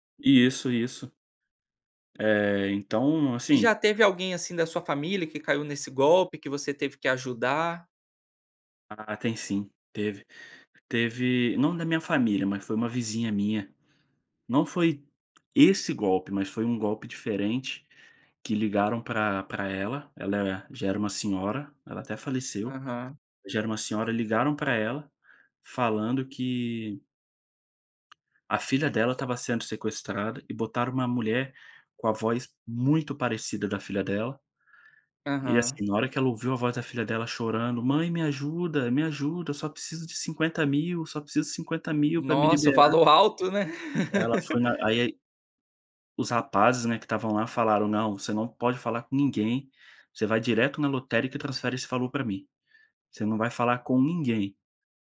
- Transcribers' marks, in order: tapping; laugh
- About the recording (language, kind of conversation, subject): Portuguese, podcast, Como a tecnologia mudou o seu dia a dia?
- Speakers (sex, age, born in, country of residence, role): male, 25-29, Brazil, Spain, guest; male, 25-29, Brazil, Spain, host